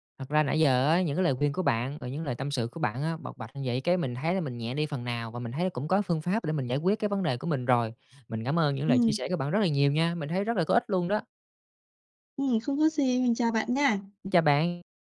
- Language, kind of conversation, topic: Vietnamese, advice, Bạn cảm thấy thế nào khi lần đầu trở thành cha/mẹ, và bạn lo lắng nhất điều gì về những thay đổi trong cuộc sống?
- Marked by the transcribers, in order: tapping; other background noise